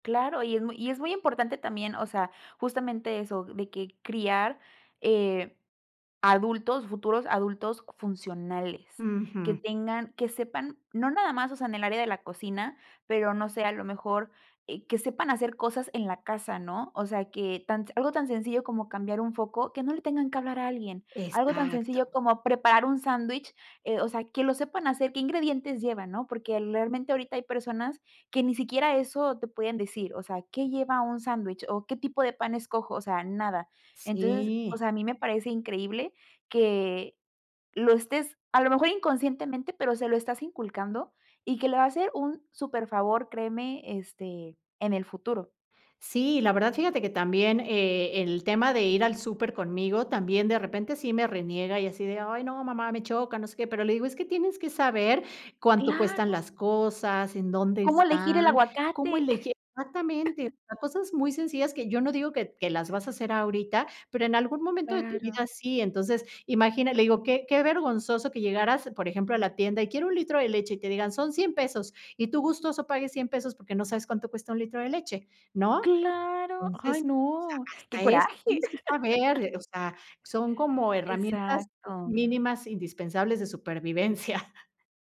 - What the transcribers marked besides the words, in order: chuckle; laugh; chuckle
- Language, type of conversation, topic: Spanish, podcast, ¿Qué haces para mantener la cocina ordenada cada día?
- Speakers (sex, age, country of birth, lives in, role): female, 25-29, Mexico, Mexico, host; female, 45-49, Mexico, Mexico, guest